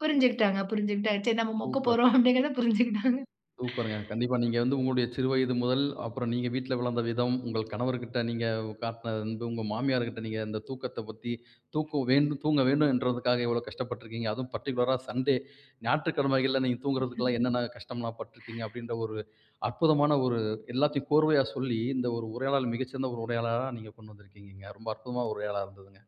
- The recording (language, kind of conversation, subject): Tamil, podcast, உங்களுக்கு தூக்கம் வரப் போகிறது என்று எப்படி உணர்கிறீர்கள்?
- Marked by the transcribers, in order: other background noise; laughing while speaking: "அப்பிடிங்கிறத புரிஞ்சுகிட்டாங்க"; in English: "அதுவும் பர்ட்டிகுலரா சண்டே"; chuckle